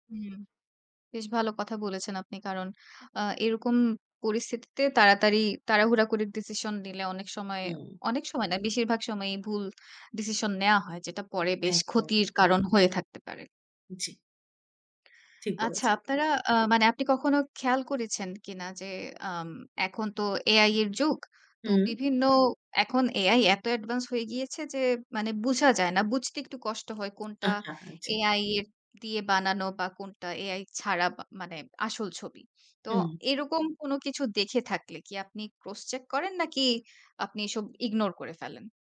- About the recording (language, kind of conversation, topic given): Bengali, podcast, অনলাইনে কোনো খবর দেখলে আপনি কীভাবে সেটির সত্যতা যাচাই করেন?
- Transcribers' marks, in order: other background noise; tapping